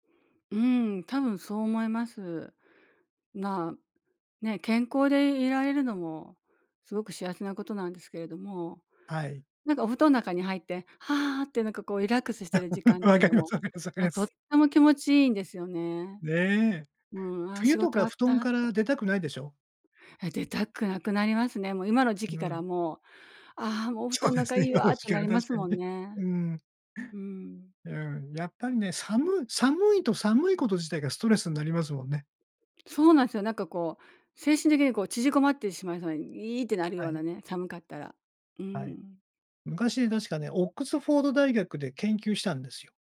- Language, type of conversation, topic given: Japanese, podcast, 家で一番自然体でいられるのは、どんなときですか？
- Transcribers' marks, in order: chuckle; laughing while speaking: "分かります 分かります 分かります"; laughing while speaking: "そうですね、今の時期は確かに"